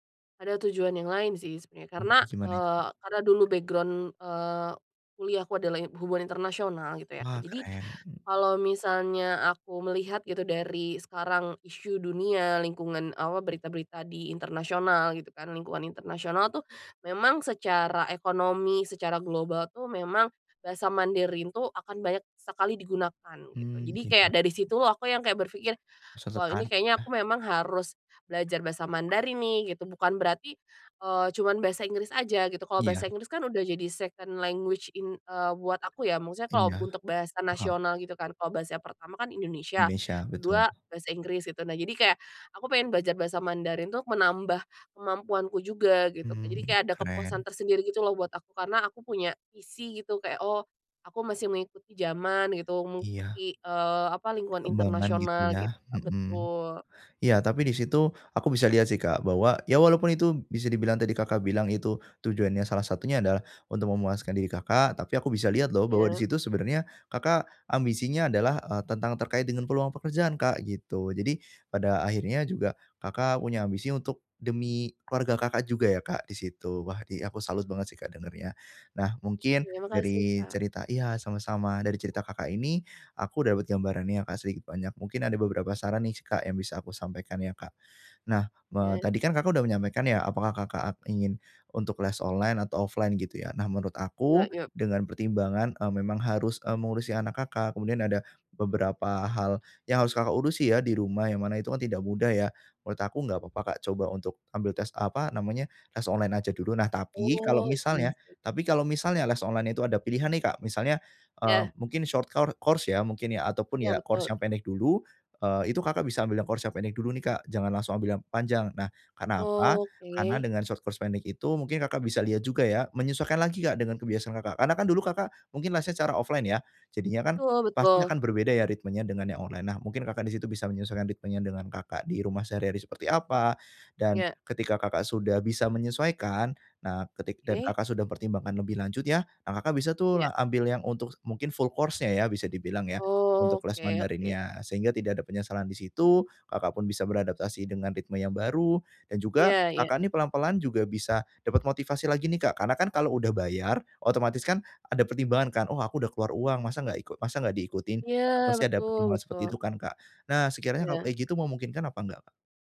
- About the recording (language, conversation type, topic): Indonesian, advice, Apa yang bisa saya lakukan jika motivasi berlatih tiba-tiba hilang?
- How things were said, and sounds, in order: in English: "background"; other background noise; in English: "second language"; in English: "offline"; in English: "short"; in English: "course"; in English: "course"; in English: "course"; in English: "short course"; in English: "offline"; in English: "full course"